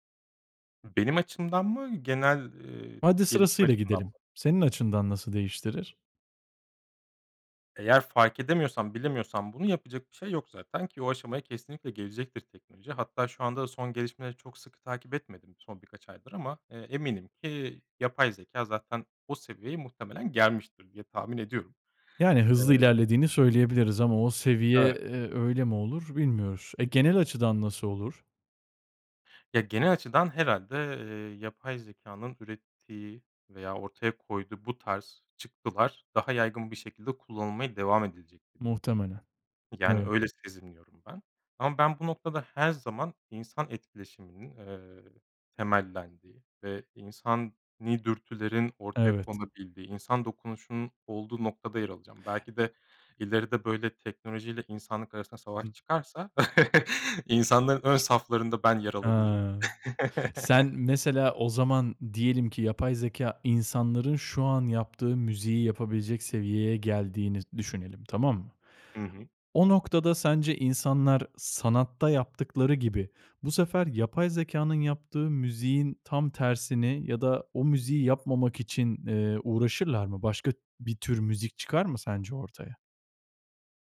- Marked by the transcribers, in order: other background noise; other noise; chuckle; laughing while speaking: "insanların ön saflarında ben yer alabilirim"; chuckle
- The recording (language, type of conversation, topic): Turkish, podcast, Bir şarkıda seni daha çok melodi mi yoksa sözler mi etkiler?